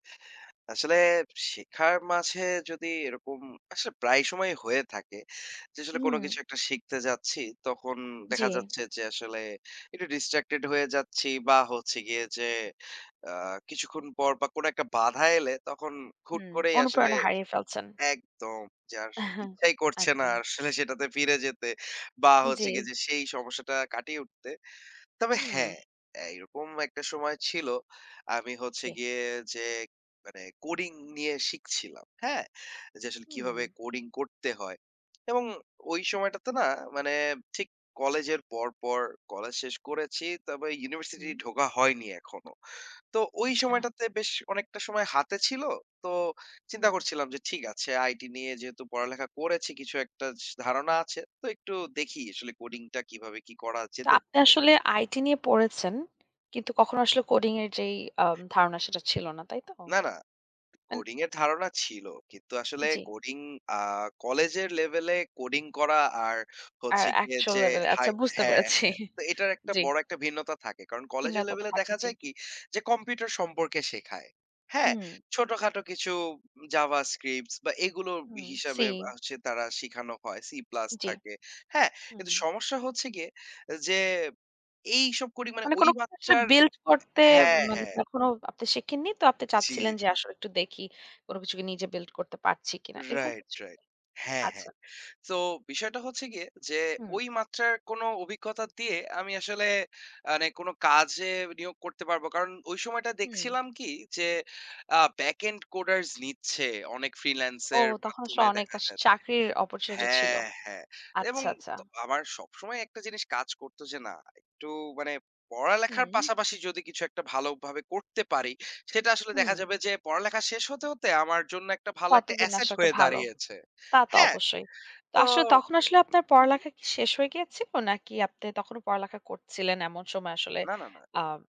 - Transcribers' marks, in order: tapping; chuckle; "আচ্ছা" said as "আচাং"; laughing while speaking: "আসলে সেটাতে ফিরে যেতে"; horn; laughing while speaking: "বুঝতে পেরেছি"; unintelligible speech; in English: "বিল্ট"; in English: "বিল্ট"
- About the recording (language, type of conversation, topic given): Bengali, podcast, শেখার মাঝখানে অনুপ্রেরণা হারালে কীভাবে নিজেকে আবার গুছিয়ে আনেন?